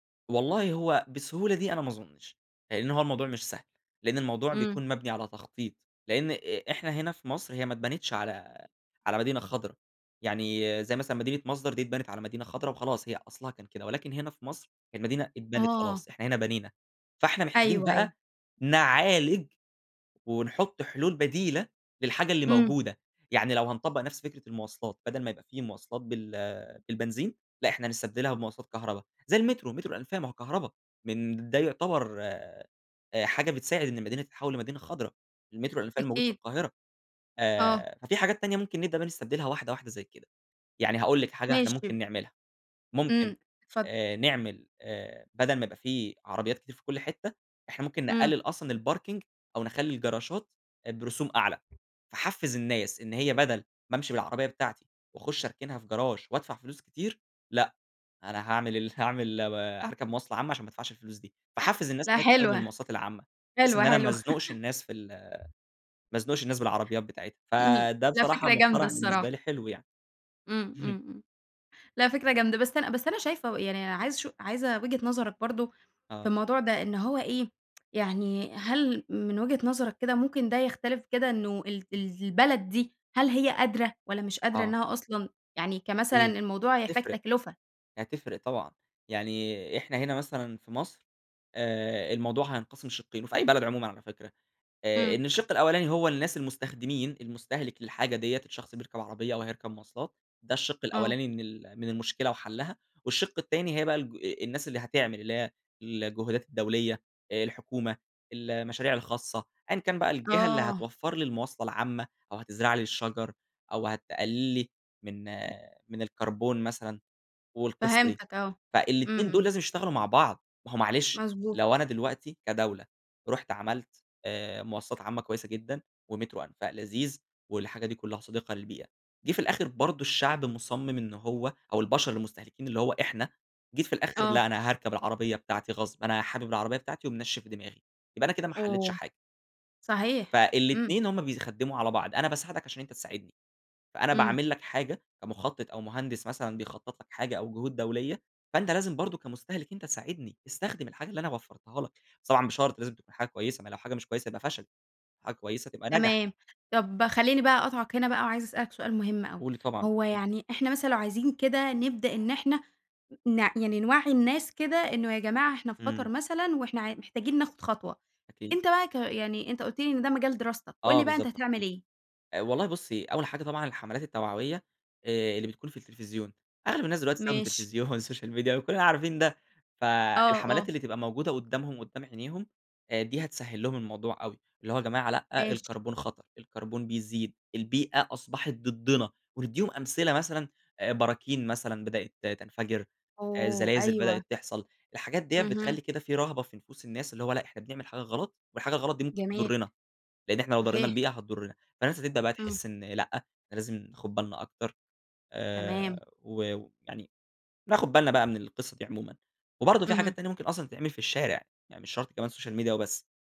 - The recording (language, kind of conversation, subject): Arabic, podcast, إزاي نخلي المدن عندنا أكتر خضرة من وجهة نظرك؟
- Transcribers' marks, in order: in English: "الparking"; laughing while speaking: "هاعمل ال هاعمل"; laugh; unintelligible speech; other background noise; tsk; laughing while speaking: "التلفزيون والسوشيال ميديا وكلنا عارفين ده"; in English: "والسوشيال ميديا"; tapping; in English: "السوشيال ميديا"